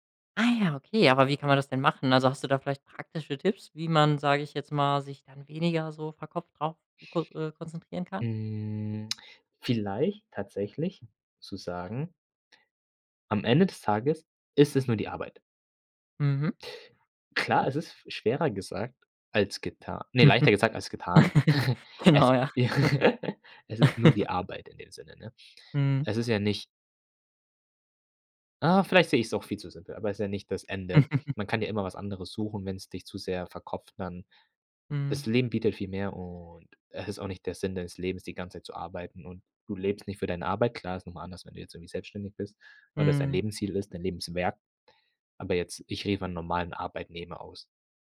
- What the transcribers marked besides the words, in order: chuckle; chuckle; chuckle
- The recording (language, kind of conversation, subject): German, podcast, Wie gehst du mit Energietiefs am Nachmittag um?